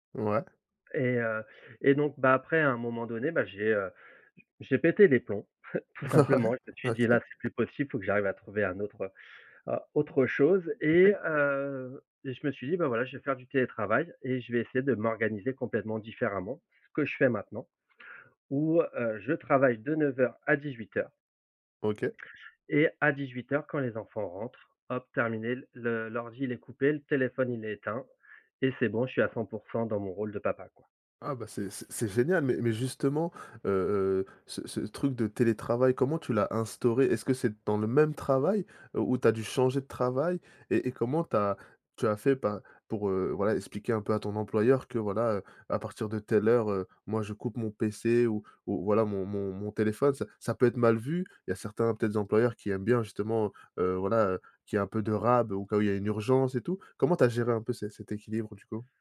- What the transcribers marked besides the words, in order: chuckle; laughing while speaking: "Ouais"; other background noise; tapping
- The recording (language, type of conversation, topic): French, podcast, Comment équilibrez-vous travail et vie personnelle quand vous télétravaillez à la maison ?